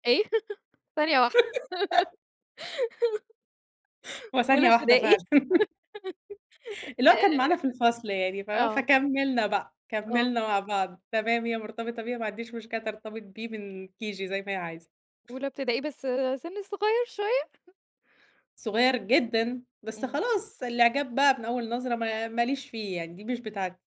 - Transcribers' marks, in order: laugh; laugh; tapping; laugh; laughing while speaking: "آآ"; in English: "KG"; laugh
- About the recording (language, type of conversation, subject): Arabic, podcast, إيه هي التجربة اللي غيّرت نظرتك للحياة؟